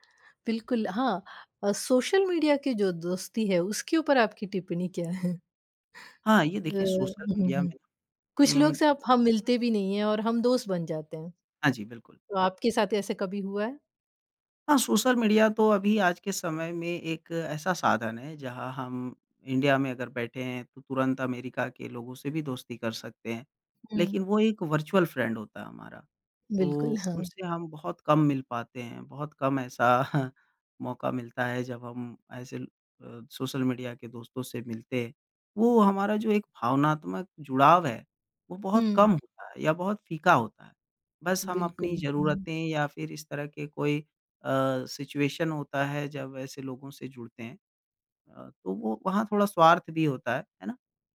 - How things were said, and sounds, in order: in English: "वर्चुअल फ्रेंड"; tapping; chuckle; in English: "सिचुएशन"
- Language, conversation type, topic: Hindi, podcast, नए दोस्तों से जुड़ने का सबसे आसान तरीका क्या है?